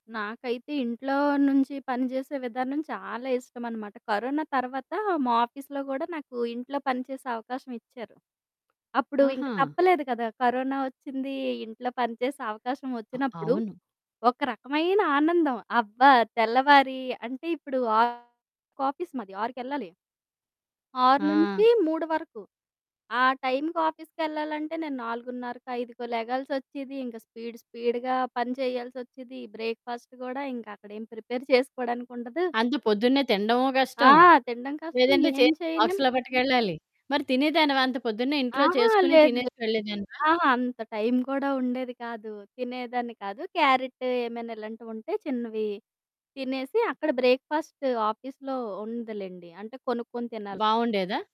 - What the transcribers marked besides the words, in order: in English: "ఆఫీస్‌లో"; distorted speech; in English: "ఆఫీస్"; in English: "ఆఫీస్‌కెళ్ళాలంటే"; in English: "స్పీడ్ స్పీడ్‌గా"; in English: "బ్రేక్ ఫాస్ట్"; in English: "ప్రిపేర్"; in English: "బాక్స్‌లో"; in English: "క్యారెట్"; in English: "బ్రేక్ ఫాస్ట్ ఆఫీస్‌లో"
- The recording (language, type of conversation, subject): Telugu, podcast, ఇంటినుంచి పని చేయడం మీ పనితీరును ఎలా మార్చింది?